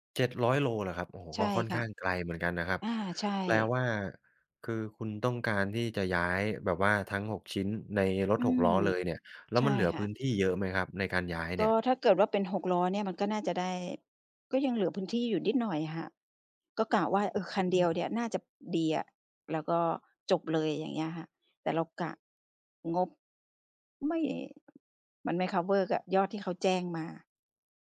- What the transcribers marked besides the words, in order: other background noise; in English: "คัฟเวอร์"
- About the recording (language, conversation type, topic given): Thai, advice, คุณมีปัญหาเรื่องการเงินและการวางงบประมาณในการย้ายบ้านอย่างไรบ้าง?